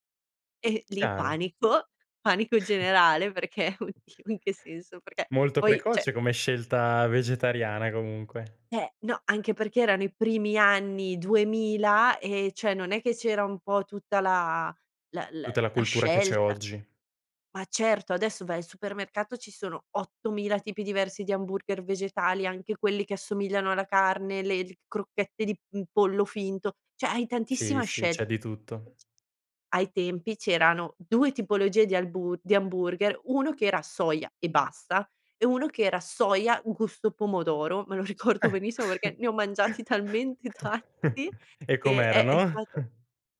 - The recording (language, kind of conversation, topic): Italian, podcast, Come posso far convivere gusti diversi a tavola senza litigare?
- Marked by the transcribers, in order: tapping; chuckle; "cioè" said as "ceh"; "cioè" said as "ceh"; "Cioè" said as "ceh"; chuckle; chuckle